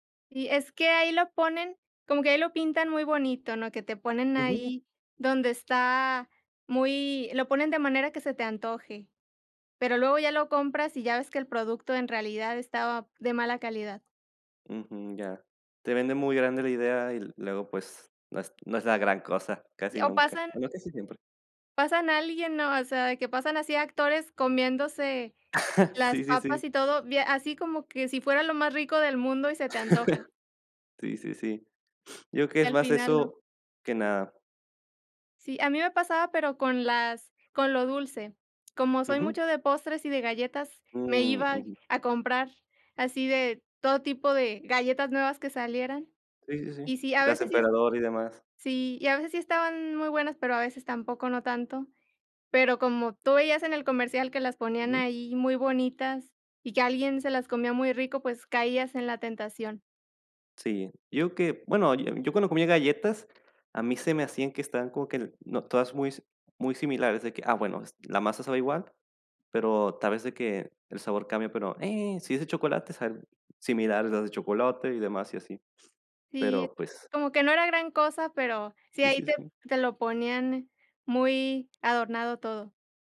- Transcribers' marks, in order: chuckle; chuckle; tapping
- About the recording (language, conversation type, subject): Spanish, unstructured, ¿Crees que las personas juzgan a otros por lo que comen?